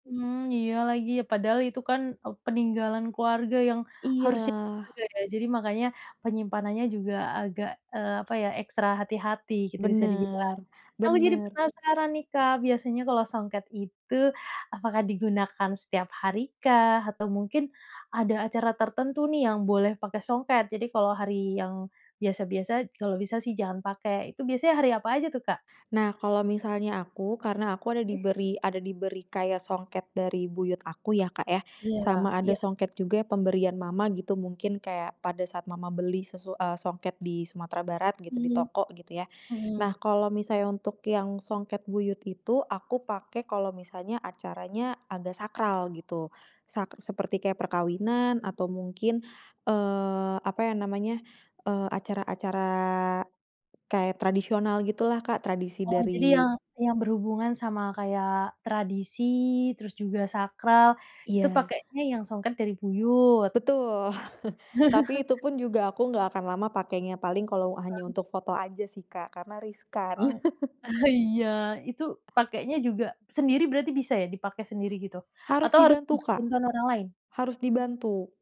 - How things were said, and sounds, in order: other background noise; tapping; background speech; chuckle; chuckle
- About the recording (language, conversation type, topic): Indonesian, podcast, Apakah kamu punya barang peninggalan keluarga yang menyimpan cerita yang sangat berkesan?